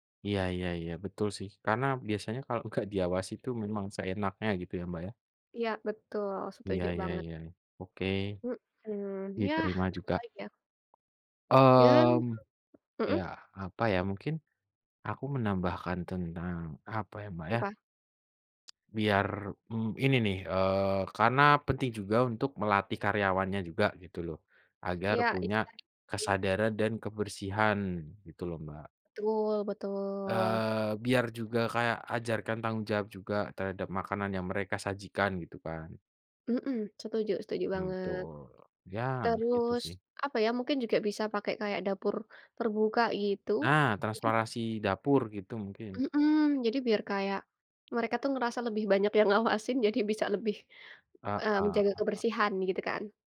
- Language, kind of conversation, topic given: Indonesian, unstructured, Kenapa banyak restoran kurang memperhatikan kebersihan dapurnya, menurutmu?
- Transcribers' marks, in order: laughing while speaking: "gak"; other background noise; unintelligible speech; tsk; unintelligible speech